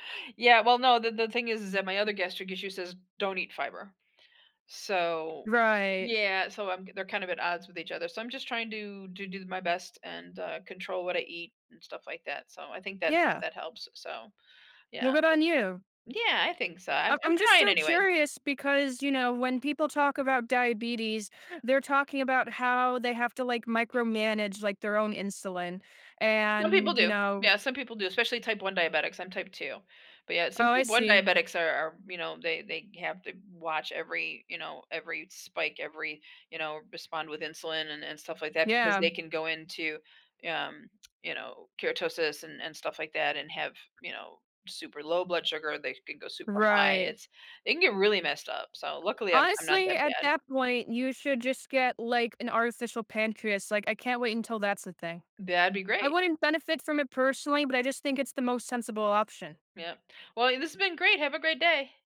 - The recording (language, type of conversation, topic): English, unstructured, How do you handle a food you dislike when everyone else at the table loves it?
- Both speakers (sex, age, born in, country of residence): female, 60-64, United States, United States; other, 20-24, United States, United States
- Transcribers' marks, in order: tapping; other background noise; tsk